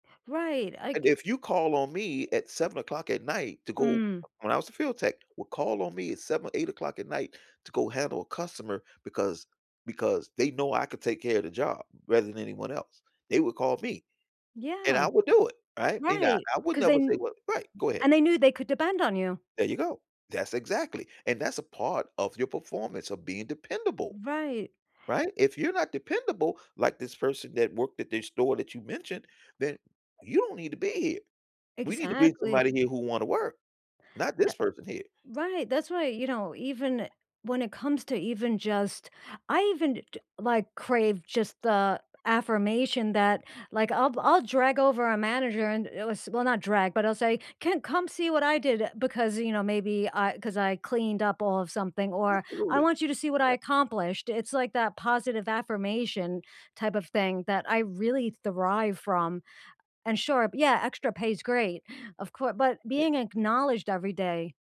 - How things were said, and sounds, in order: other background noise
- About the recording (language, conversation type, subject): English, unstructured, What feels fair to you about pay, perks, and performance at work?